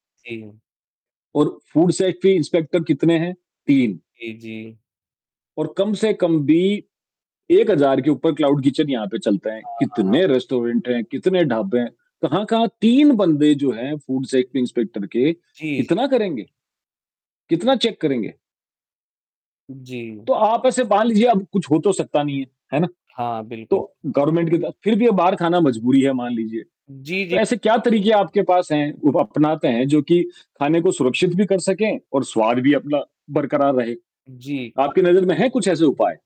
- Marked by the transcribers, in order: static; in English: "फूड सेफ्टी इंस्पेक्टर"; in English: "क्लाउड किचन"; distorted speech; in English: "रेस्टोरेंट"; in English: "फूड सेफ्टी इंस्पेक्टर"; in English: "चेक"; in English: "गवर्नमेंट"
- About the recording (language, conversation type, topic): Hindi, unstructured, बाहर का खाना खाने में आपको सबसे ज़्यादा किस बात का डर लगता है?
- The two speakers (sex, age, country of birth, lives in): female, 40-44, India, India; male, 18-19, India, India